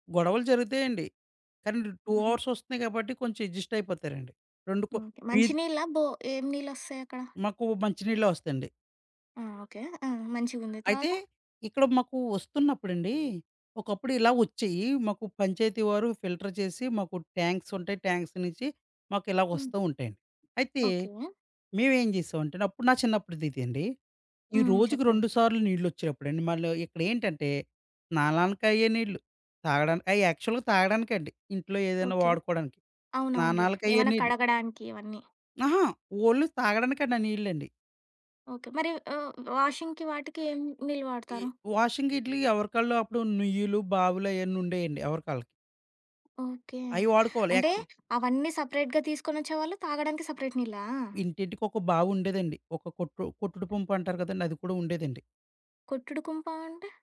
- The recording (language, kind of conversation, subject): Telugu, podcast, ఇంట్లో నీటిని ఆదా చేయడానికి మనం చేయగల పనులు ఏమేమి?
- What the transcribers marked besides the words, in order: in English: "టూ అవర్స్"; other background noise; in English: "అడ్జస్ట్"; in English: "ఫిల్టర్"; in English: "ట్యాంక్స్"; in English: "ట్యాంక్స్"; in English: "యాక్చువల్‌గా"; in English: "ఓన్లీ"; in English: "వాషింగ్‌కి"; in English: "వాషింగ్"; in English: "సెపరేట్‌గా"; in English: "యాక్చువల్"; in English: "సెపరేట్"; tapping